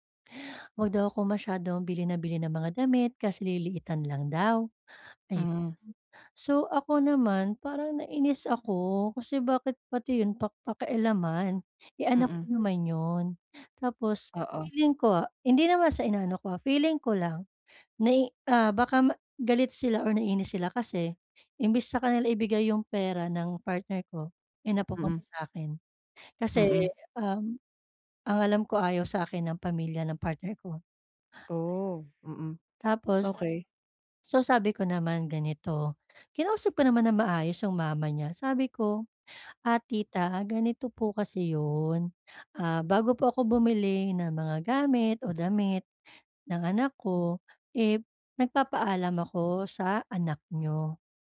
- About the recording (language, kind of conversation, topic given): Filipino, advice, Paano ako makikipag-usap nang mahinahon at magalang kapag may negatibong puna?
- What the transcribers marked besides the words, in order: tapping